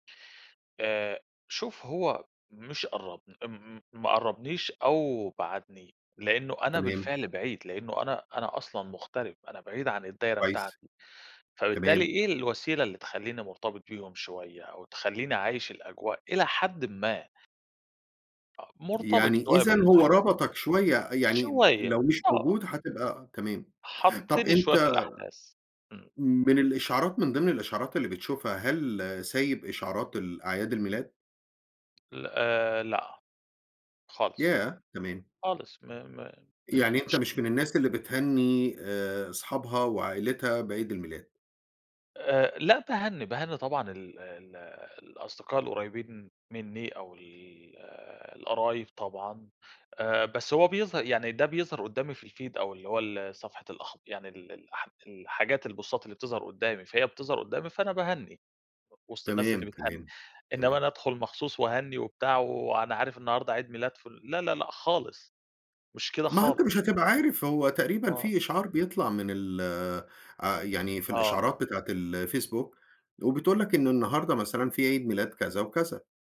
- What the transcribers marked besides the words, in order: tapping; in English: "الfeed"; in English: "البوستات"
- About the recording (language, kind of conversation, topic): Arabic, podcast, سؤال باللهجة المصرية عن أكتر تطبيق بيُستخدم يوميًا وسبب استخدامه